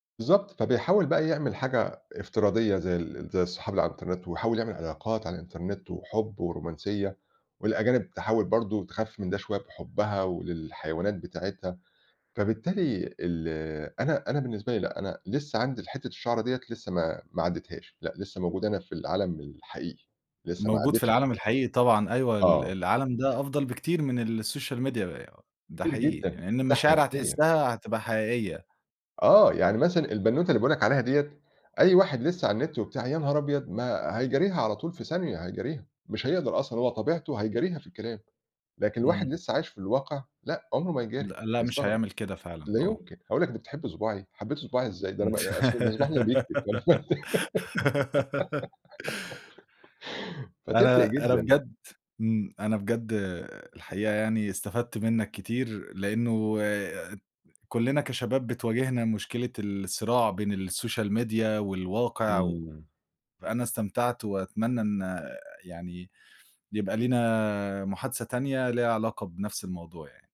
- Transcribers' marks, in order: unintelligible speech; in English: "الsocial media"; laugh; unintelligible speech; laugh; in English: "الsocial media"
- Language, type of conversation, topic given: Arabic, podcast, إزاي بتفرّق بين صداقة على الإنترنت وصداقة في الواقع؟